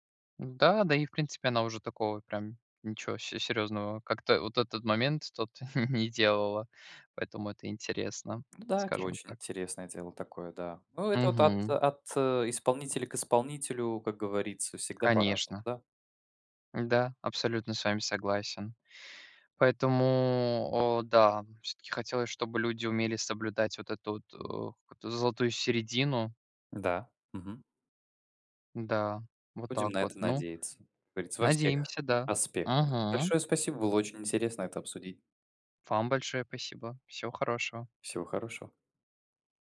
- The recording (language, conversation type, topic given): Russian, unstructured, Стоит ли бойкотировать артиста из-за его личных убеждений?
- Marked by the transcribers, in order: chuckle; tapping; other background noise